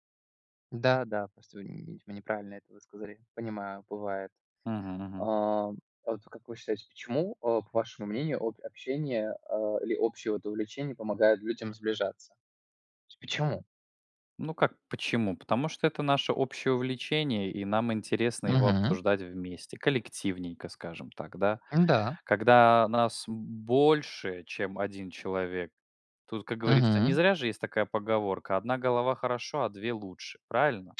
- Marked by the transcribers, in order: none
- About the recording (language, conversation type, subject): Russian, unstructured, Как хобби помогает заводить новых друзей?